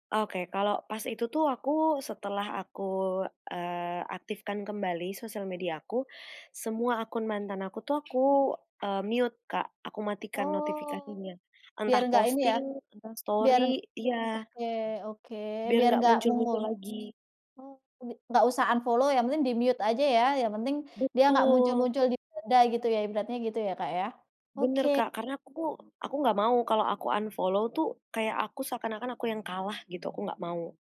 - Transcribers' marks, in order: other background noise; in English: "mute"; "muncul" said as "mungul"; in English: "unfollow"; in English: "di-mute"; tapping; in English: "unfollow"
- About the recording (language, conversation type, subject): Indonesian, podcast, Pernahkah kamu merasa tertekan karena media sosial, dan bagaimana cara mengatasinya?
- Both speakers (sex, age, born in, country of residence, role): female, 20-24, Indonesia, Indonesia, guest; female, 30-34, Indonesia, Indonesia, host